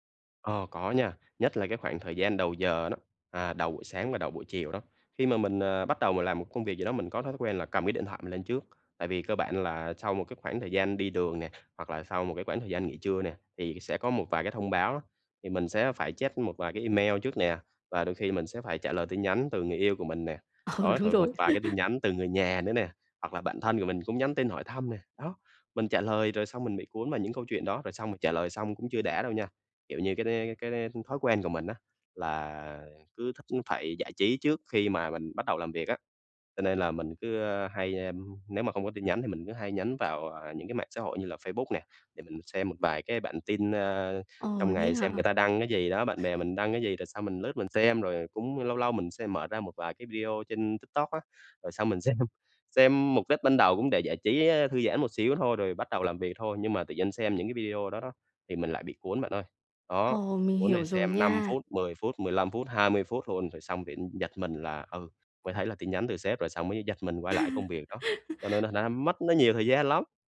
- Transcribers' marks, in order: other background noise; tapping; laughing while speaking: "Ờ, đúng rồi"; chuckle; laughing while speaking: "xem"; laugh
- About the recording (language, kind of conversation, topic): Vietnamese, advice, Làm sao để giảm thời gian chuyển đổi giữa các công việc?